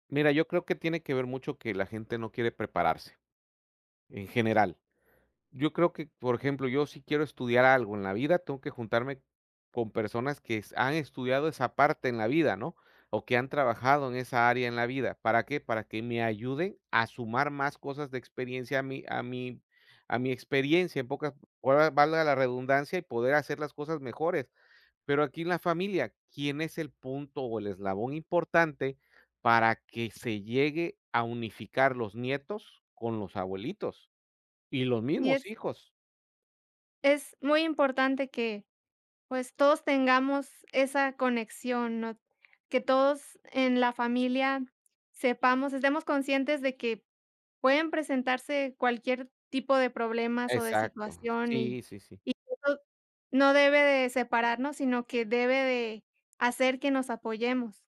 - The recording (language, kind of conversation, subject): Spanish, unstructured, ¿Crees que es justo que algunas personas mueran solas?
- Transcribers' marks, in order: unintelligible speech